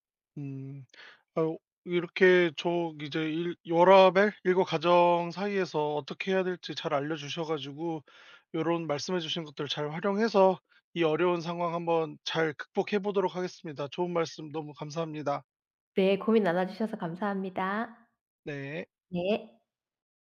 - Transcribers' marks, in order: other background noise
- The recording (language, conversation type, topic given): Korean, advice, 회사와 가정 사이에서 균형을 맞추기 어렵다고 느끼는 이유는 무엇인가요?